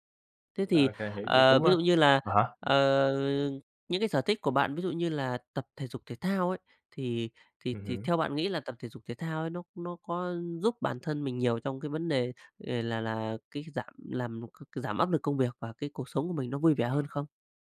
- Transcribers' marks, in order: tapping
- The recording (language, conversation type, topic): Vietnamese, unstructured, Bạn làm thế nào để cân bằng giữa công việc và cuộc sống?